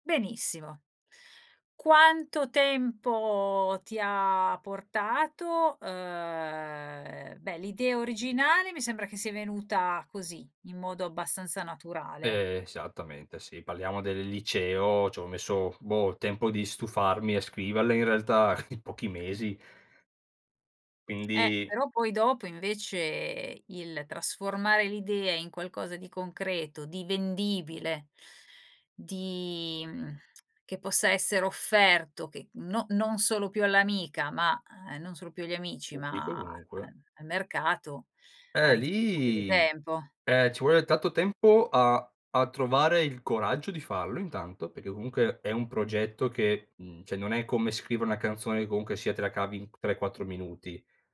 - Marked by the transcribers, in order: drawn out: "Ehm"; other background noise; chuckle; tapping; "cioè" said as "ceh"
- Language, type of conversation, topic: Italian, podcast, Come trasformi un'idea vaga in qualcosa di concreto?